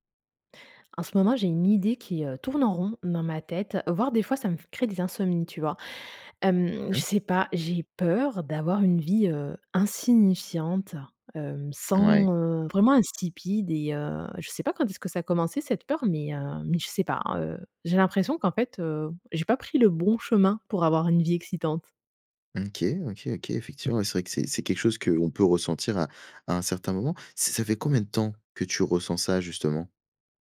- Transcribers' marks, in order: tapping
- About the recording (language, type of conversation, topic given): French, advice, Comment surmonter la peur de vivre une vie par défaut sans projet significatif ?